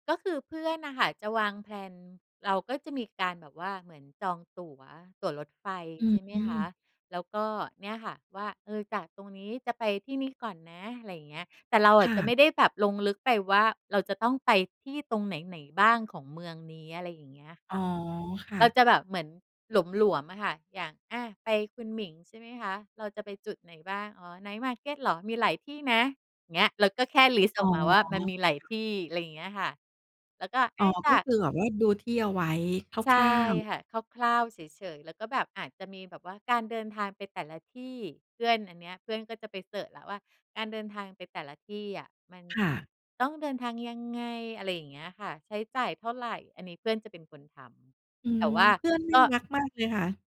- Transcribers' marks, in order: none
- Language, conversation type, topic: Thai, podcast, การเดินทางแบบเนิบช้าทำให้คุณมองเห็นอะไรได้มากขึ้น?